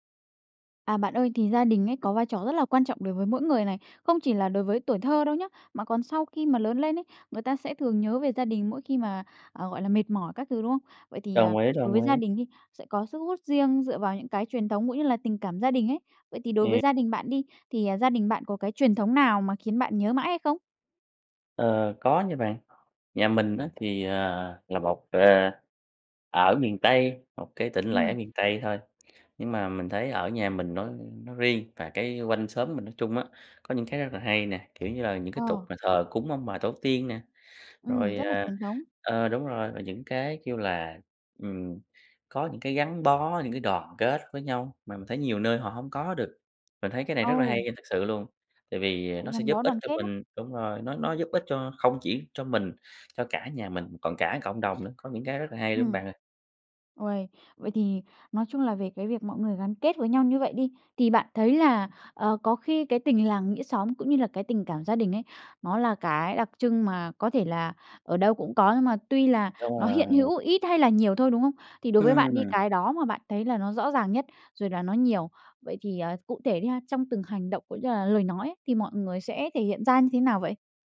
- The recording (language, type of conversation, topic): Vietnamese, podcast, Gia đình bạn có truyền thống nào khiến bạn nhớ mãi không?
- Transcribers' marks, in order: tapping; other background noise